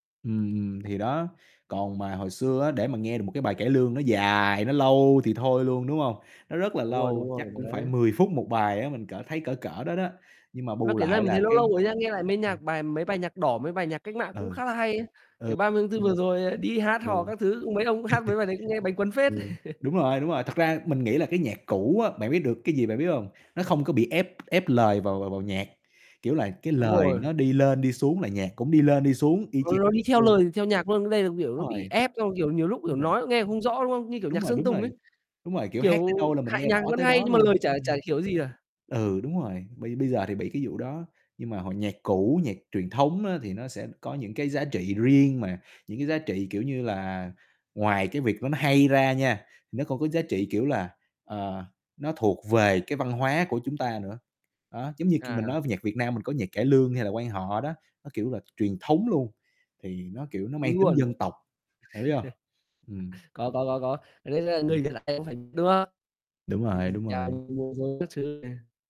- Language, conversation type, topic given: Vietnamese, unstructured, Âm nhạc truyền thống có còn quan trọng trong thế giới hiện đại không?
- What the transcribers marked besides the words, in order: tapping; horn; chuckle; other background noise; chuckle; distorted speech; chuckle; unintelligible speech; unintelligible speech; unintelligible speech